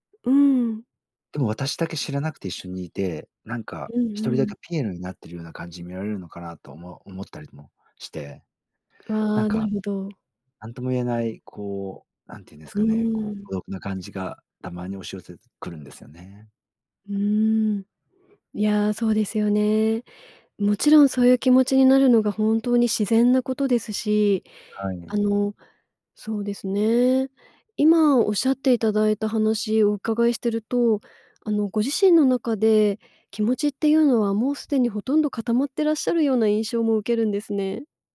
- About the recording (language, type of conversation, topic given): Japanese, advice, 冷めた関係をどう戻すか悩んでいる
- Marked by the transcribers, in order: none